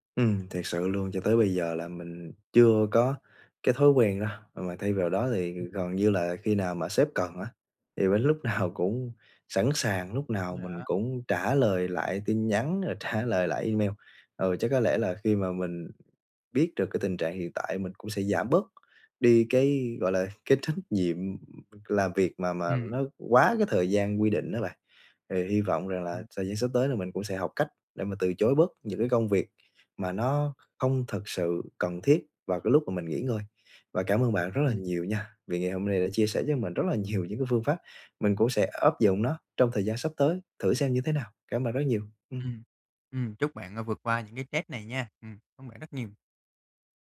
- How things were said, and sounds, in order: laughing while speaking: "nào"; tapping; laughing while speaking: "trả"; laughing while speaking: "trách"; laughing while speaking: "nhiều"; "stress" said as "trét"
- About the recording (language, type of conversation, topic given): Vietnamese, advice, Làm sao bạn có thể giảm căng thẳng hằng ngày bằng thói quen chăm sóc bản thân?